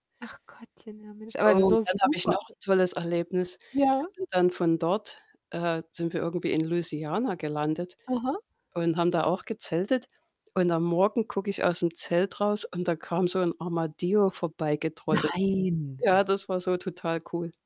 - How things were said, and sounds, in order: static; distorted speech; in Spanish: "Armadillo"
- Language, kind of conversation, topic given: German, unstructured, Welche Erlebnisse machen eine Reise für dich unvergesslich?